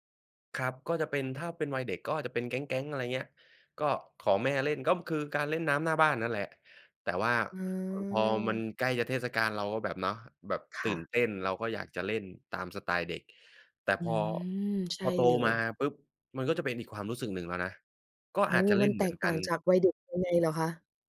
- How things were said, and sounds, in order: unintelligible speech; drawn out: "เออ"
- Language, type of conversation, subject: Thai, podcast, เทศกาลไหนที่คุณเฝ้ารอทุกปี?